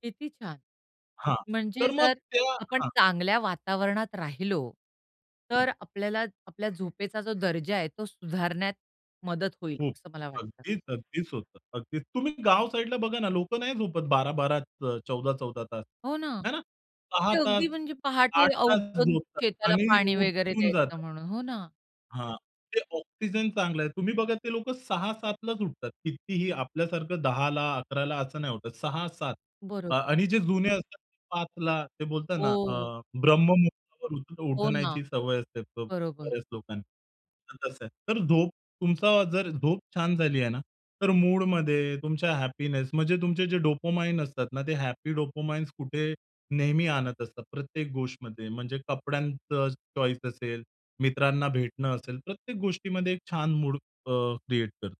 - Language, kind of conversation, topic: Marathi, podcast, झोपेचा तुमच्या मूडवर काय परिणाम होतो?
- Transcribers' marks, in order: tapping; other noise; in English: "डोपामाइन"; in English: "हॅपी डोपोमाइन्स"; in English: "चॉईस"; in English: "क्रिएट"